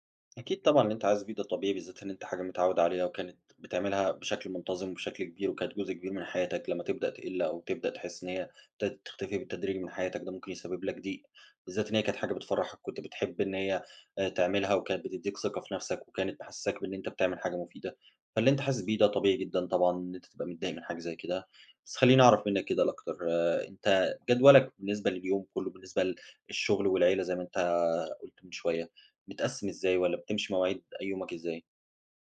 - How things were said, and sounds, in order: none
- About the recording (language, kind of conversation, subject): Arabic, advice, إزاي أقدر أوازن بين الشغل والعيلة ومواعيد التمرين؟